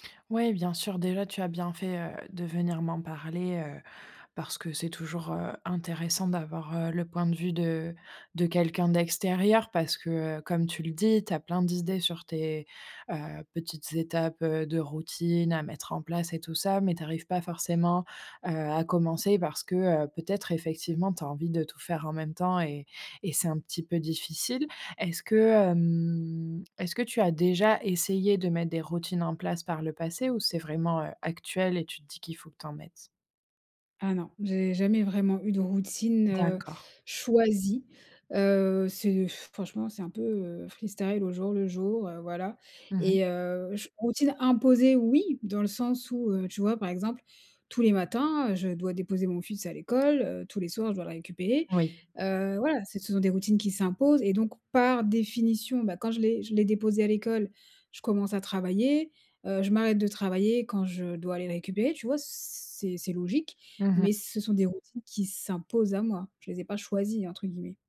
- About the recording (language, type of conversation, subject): French, advice, Comment puis-je commencer une nouvelle habitude en avançant par de petites étapes gérables chaque jour ?
- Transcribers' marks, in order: drawn out: "hem"; blowing